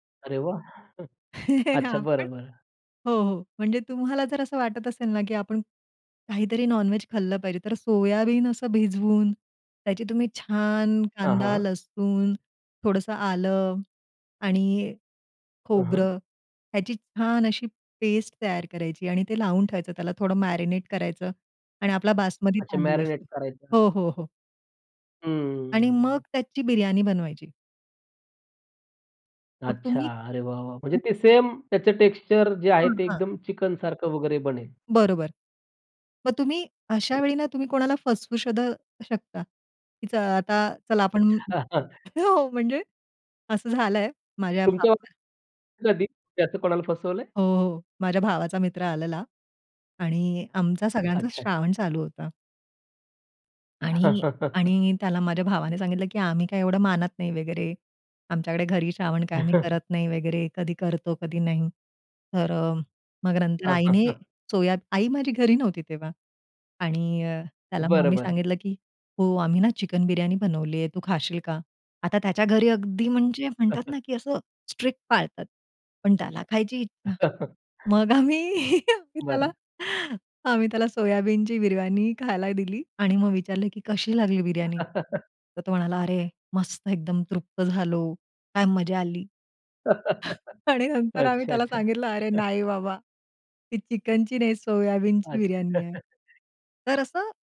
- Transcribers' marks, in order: chuckle; laughing while speaking: "आपण"; in English: "नॉन-व्हेज"; in English: "मॅरिनेट"; in English: "मॅरिनेट"; "सुद्धा" said as "शदा"; chuckle; laughing while speaking: "हो"; unintelligible speech; unintelligible speech; other noise; chuckle; chuckle; tapping; chuckle; in English: "स्ट्रिक्ट"; chuckle; laughing while speaking: "आम्ही आम्ही त्याला आम्ही त्याला सोयाबीनची बिर्याणी खायला दिली"; chuckle; chuckle; laughing while speaking: "आणि नंतर आम्ही त्याला सांगितलं … सोयाबीनची बिर्याणी आहे"; chuckle; other background noise; chuckle
- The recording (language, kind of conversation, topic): Marathi, podcast, शाकाहारी पदार्थांचा स्वाद तुम्ही कसा समृद्ध करता?